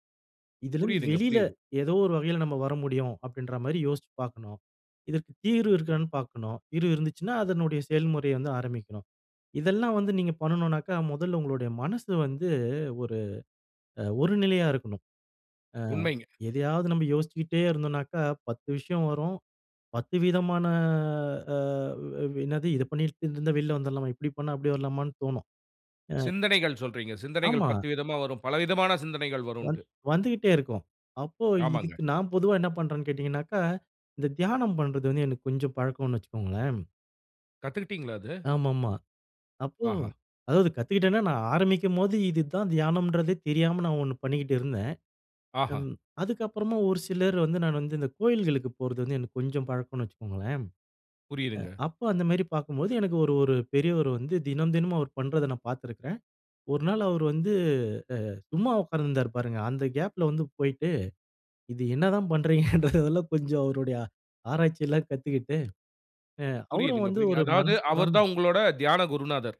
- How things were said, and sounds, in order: "செயல்முறையை" said as "செயல்முறைய"; drawn out: "விதமான"; in English: "கேப்புல"; laughing while speaking: "என்ன தான் பண்ணுறீங்கன்றதெல்லாம் கொஞ்சம் அவருடைய அ ஆராய்ச்சில்லாம் கத்துக்கிட்டு"
- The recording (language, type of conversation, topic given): Tamil, podcast, அழுத்தம் அதிகமான நாளை நீங்கள் எப்படிச் சமாளிக்கிறீர்கள்?